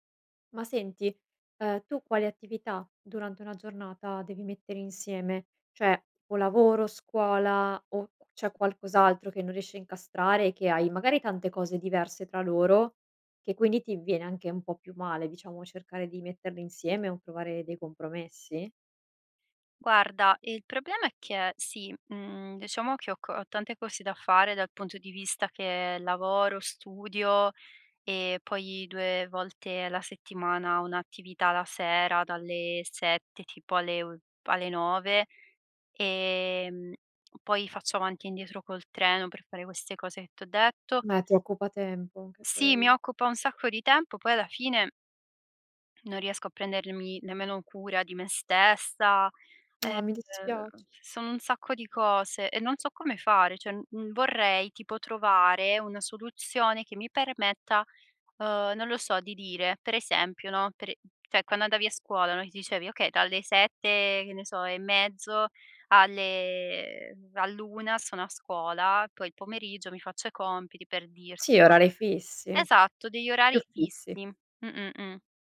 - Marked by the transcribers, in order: other background noise; lip smack; "cioè" said as "ceh"; "dalle" said as "talle"
- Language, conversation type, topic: Italian, advice, Come descriveresti l’assenza di una routine quotidiana e la sensazione che le giornate ti sfuggano di mano?